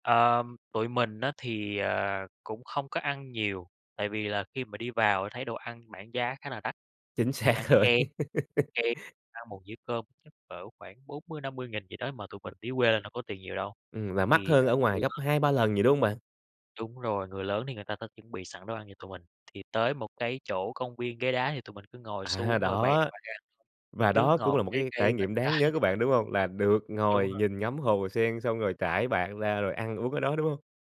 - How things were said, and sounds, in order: unintelligible speech; laughing while speaking: "xác rồi"; laugh; other noise; unintelligible speech; tapping; laughing while speaking: "trái"
- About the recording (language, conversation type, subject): Vietnamese, podcast, Bạn có kỷ niệm tuổi thơ nào khiến bạn nhớ mãi không?